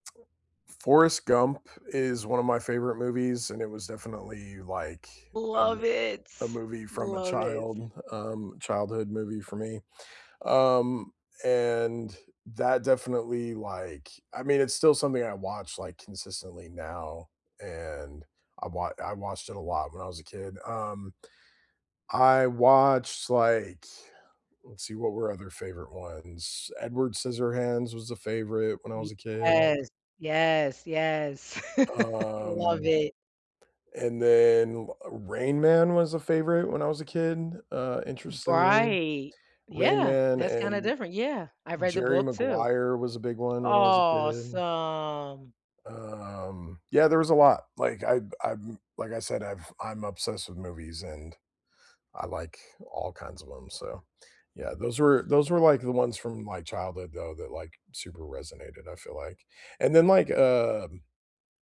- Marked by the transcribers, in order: tapping; laugh; drawn out: "Um"; drawn out: "Awesome"; other background noise
- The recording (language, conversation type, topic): English, unstructured, What was the first movie that made you fall in love with cinema, and how has that first viewing shaped the way you watch movies today?